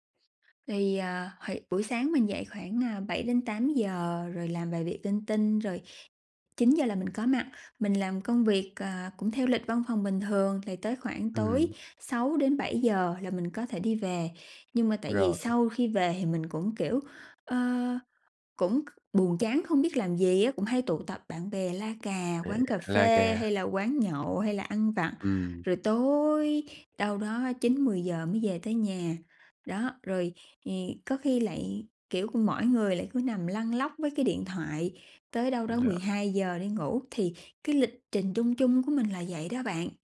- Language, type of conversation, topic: Vietnamese, advice, Làm thế nào để bắt đầu thực hành chánh niệm và duy trì thói quen đều đặn?
- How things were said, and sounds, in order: other background noise; tapping